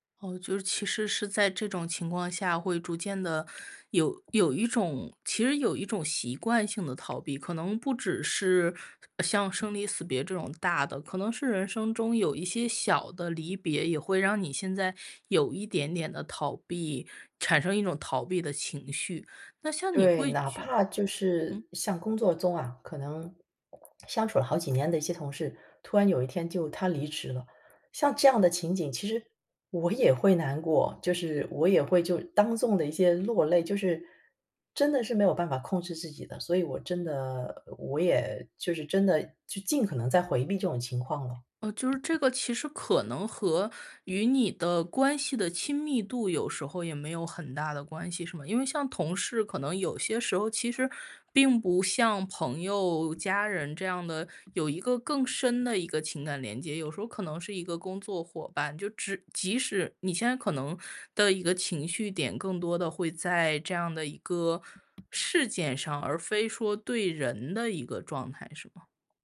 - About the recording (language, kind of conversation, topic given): Chinese, podcast, 你觉得逃避有时候算是一种自我保护吗？
- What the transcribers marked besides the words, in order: other background noise; swallow